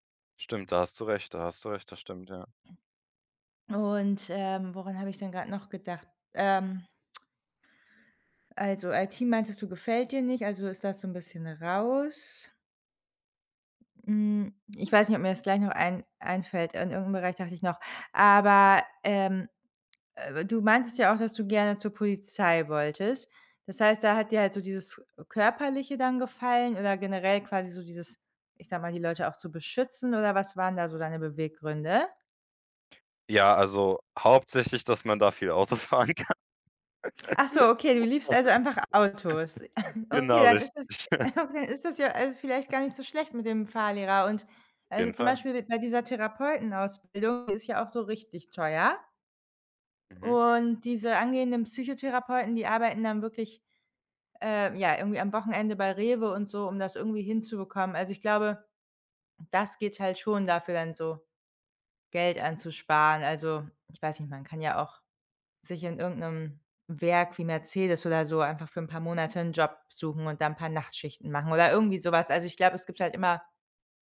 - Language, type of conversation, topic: German, advice, Worauf sollte ich meine Aufmerksamkeit richten, wenn meine Prioritäten unklar sind?
- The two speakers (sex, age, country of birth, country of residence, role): female, 30-34, Germany, Germany, advisor; male, 18-19, Germany, Germany, user
- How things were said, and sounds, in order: tsk; joyful: "du liebst, also, einfach Autos"; laughing while speaking: "Auto fahren kann"; chuckle; laugh; chuckle; laughing while speaking: "richtig"; laugh